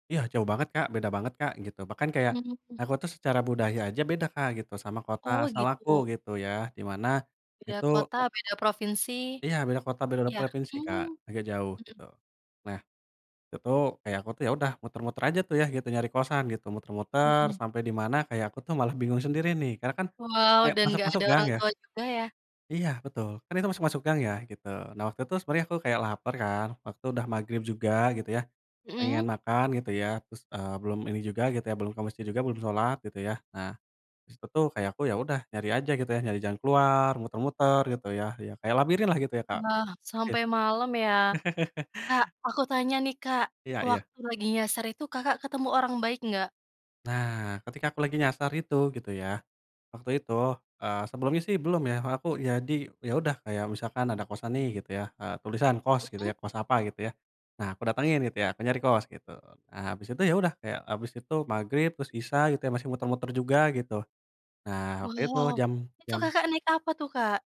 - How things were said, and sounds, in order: unintelligible speech; other background noise; tapping; unintelligible speech; chuckle
- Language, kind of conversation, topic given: Indonesian, podcast, Pernah ketemu orang baik waktu lagi nyasar?